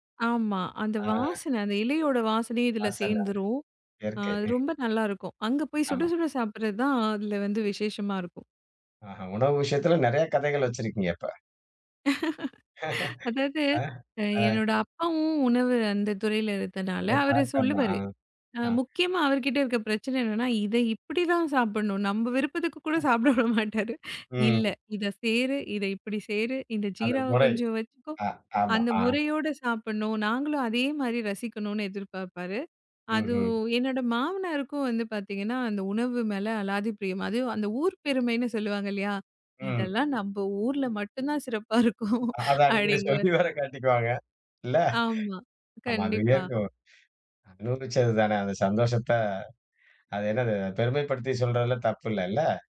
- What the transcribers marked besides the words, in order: other background noise; chuckle; laugh; unintelligible speech; laughing while speaking: "நம்ம விருப்பத்துக்கு கூடச் சாப்பிட விடமாட்டாரு. இல்ல"; tapping; drawn out: "அது"; laughing while speaking: "இதெல்லாம் நம்ம ஊர்ல மட்டும்தான் சிறப்பா இருக்கும் அப்டிங்குவாரு"; laughing while speaking: "அதான் இனிமே சொல்லி வேற காட்டிக்குவாங்க. இல்ல"
- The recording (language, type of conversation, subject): Tamil, podcast, ஒரு பாரம்பரிய உணவு எப்படி உருவானது என்பதற்கான கதையைச் சொல்ல முடியுமா?